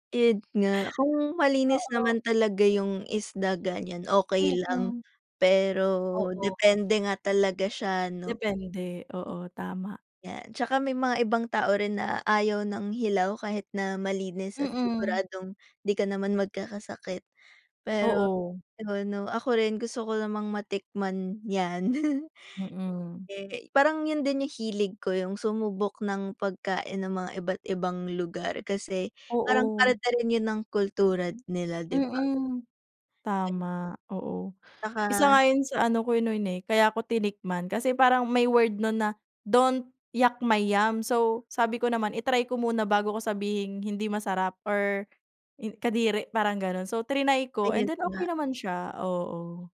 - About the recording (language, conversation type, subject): Filipino, unstructured, Ano ang paborito mong lugar na napuntahan, at bakit?
- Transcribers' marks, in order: other background noise; chuckle; tapping; in English: "don't yuck my yum"